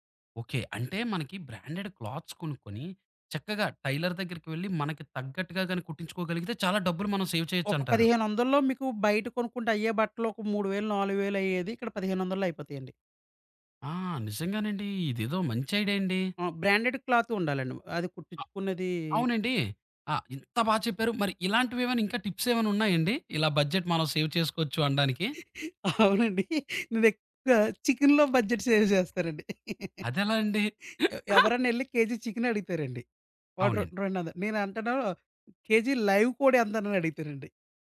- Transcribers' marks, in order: in English: "బ్రాండెడ్ క్లాత్స్"; tapping; in English: "టైలర్"; in English: "సేవ్"; in English: "బ్రాండెడ్ క్లాత్"; in English: "టిప్స్"; in English: "బడ్జెట్"; in English: "సేవ్"; laughing while speaking: "అవునండి. నేనెక్కువగా చికెన్‍లో బడ్జెట్ సేవ్ జేస్తానండి"; in English: "బడ్జెట్ సేవ్"; laugh; in English: "లైవ్"
- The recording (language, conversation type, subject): Telugu, podcast, బడ్జెట్ పరిమితి ఉన్నప్పుడు స్టైల్‌ను ఎలా కొనసాగించాలి?